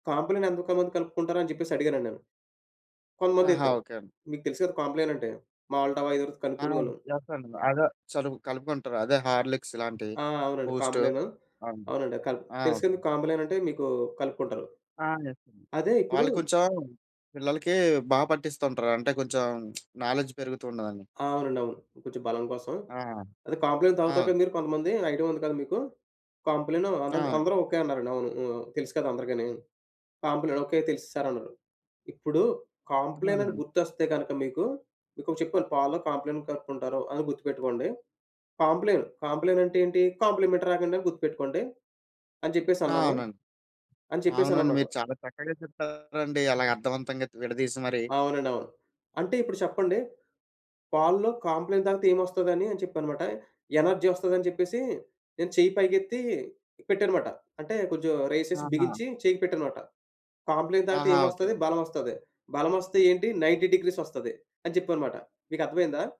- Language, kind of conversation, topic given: Telugu, podcast, సృజనాత్మకంగా ఉండేందుకు నువ్వు రోజూ ఏమేమి చేస్తావు?
- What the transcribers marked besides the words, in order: in English: "మాల్‌టోవా"; lip smack; in English: "నాలెడ్జ్"; in English: "కాంప్లిమెంట్‌రాగా"; in English: "ఎనర్జీ"; in English: "రెయిస్"; in English: "నైన్టీ డిగ్రీస్"